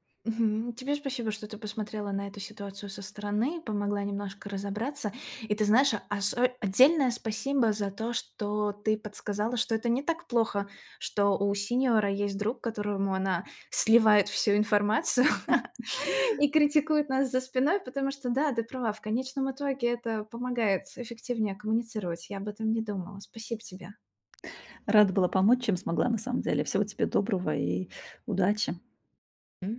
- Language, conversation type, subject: Russian, advice, Как вы отреагировали, когда ваш наставник резко раскритиковал вашу работу?
- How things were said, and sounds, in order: chuckle; laugh; tapping